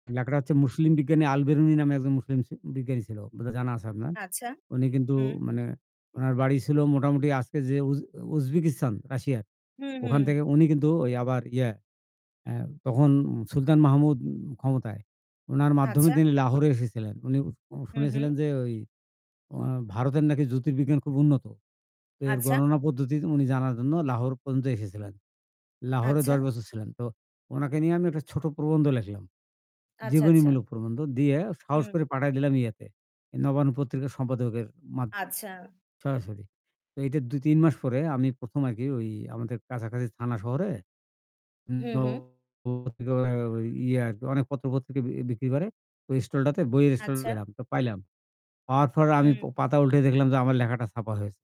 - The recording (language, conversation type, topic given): Bengali, unstructured, আপনি জীবনে কখন সবচেয়ে বেশি আনন্দ অনুভব করেছেন?
- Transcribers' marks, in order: static; other background noise; distorted speech; unintelligible speech